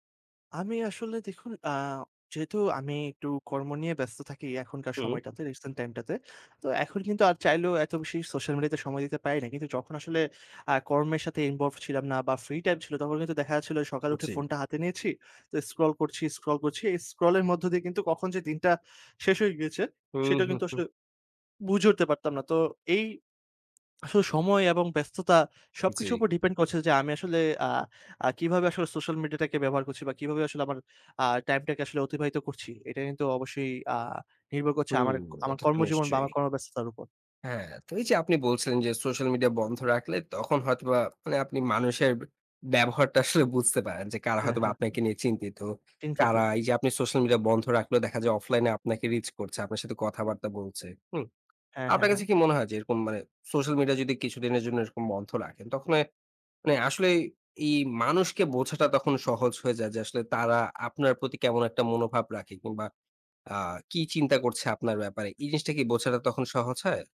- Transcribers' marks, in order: none
- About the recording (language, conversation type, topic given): Bengali, podcast, সোশ্যাল মিডিয়া বন্ধ রাখলে তোমার সম্পর্কের ধরন কীভাবে বদলে যায়?